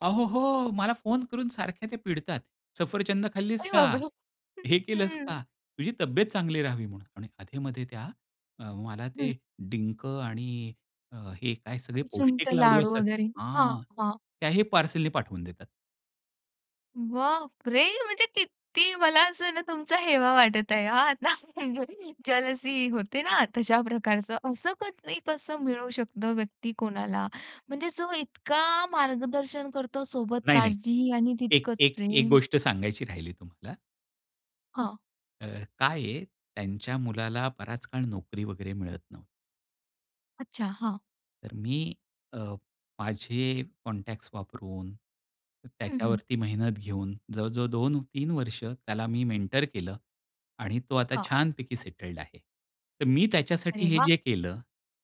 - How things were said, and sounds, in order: other background noise; surprised: "अरे बाप रे!"; joyful: "बापरे! म्हणजे किती मला असं … आणि तितकंच प्रेम"; chuckle; in English: "जेलसी"; tapping; in English: "मेंटर"; in English: "सेटल्ड"
- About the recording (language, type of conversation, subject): Marathi, podcast, आपण मार्गदर्शकाशी नातं कसं निर्माण करता आणि त्याचा आपल्याला कसा फायदा होतो?